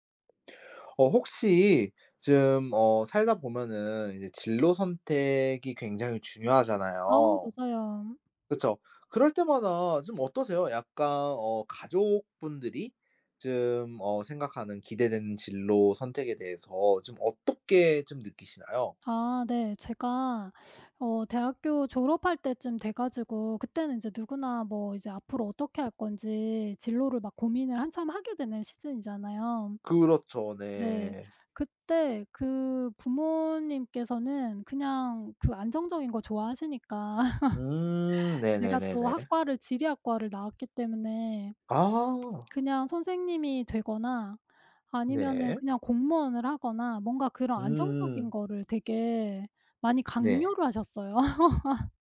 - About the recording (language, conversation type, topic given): Korean, podcast, 가족의 진로 기대에 대해 어떻게 느끼시나요?
- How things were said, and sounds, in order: other background noise; laugh; tapping; laugh